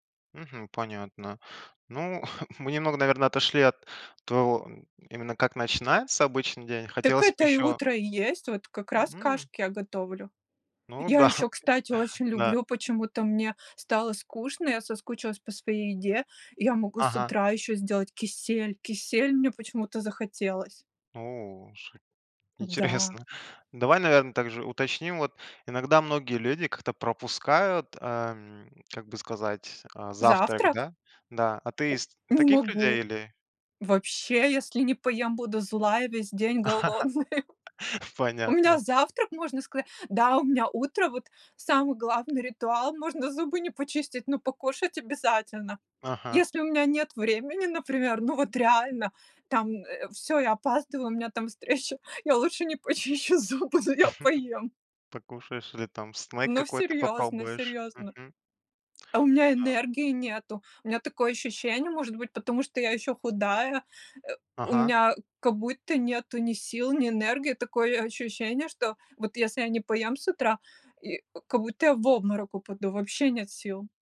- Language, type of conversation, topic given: Russian, podcast, Как начинается твой обычный день?
- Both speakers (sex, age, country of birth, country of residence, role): female, 35-39, Russia, Netherlands, guest; male, 20-24, Kazakhstan, Hungary, host
- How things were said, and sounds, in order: chuckle; grunt; laughing while speaking: "да"; other background noise; laughing while speaking: "интересно"; tapping; other noise; chuckle; laughing while speaking: "встреча"; laughing while speaking: "не почищу зубы, но я поем"; chuckle